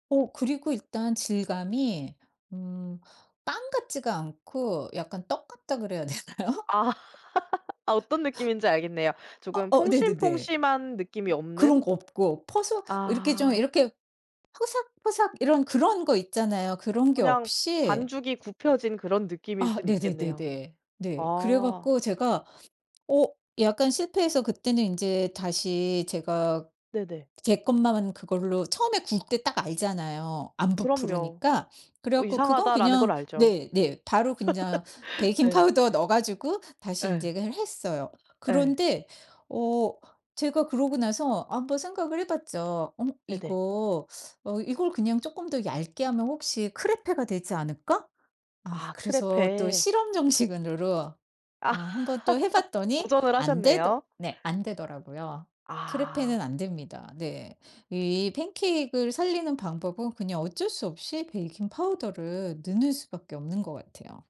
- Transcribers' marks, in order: other background noise; laughing while speaking: "되나요?"; tapping; laugh; "폭신폭신한" said as "퐁신퐁심한"; "구워진" said as "굽혀진"; "부푸니까" said as "부푸르니까"; laugh; in French: "크레페가"; in French: "크레페"; laugh; in French: "크레페는"; "팬케이크" said as "팬케익"
- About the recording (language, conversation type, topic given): Korean, podcast, 요리하다가 크게 망한 경험 하나만 들려주실래요?